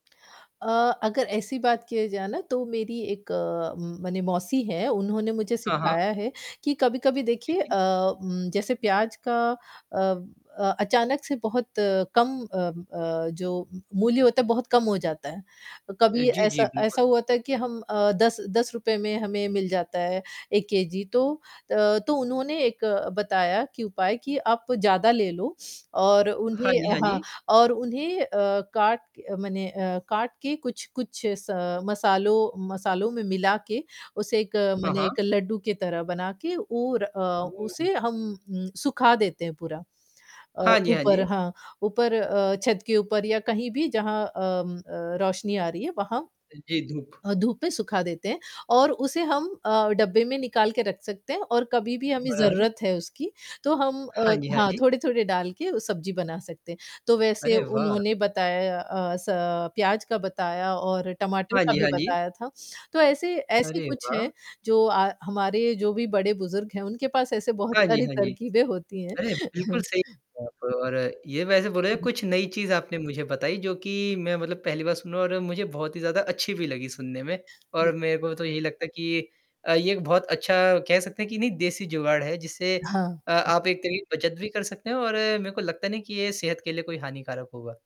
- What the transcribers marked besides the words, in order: distorted speech; sniff; other background noise; chuckle; tapping
- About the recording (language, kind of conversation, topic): Hindi, podcast, खाना खरीदते समय बजट कैसे संभालते हैं—कोई आसान तरीका बता सकते हैं?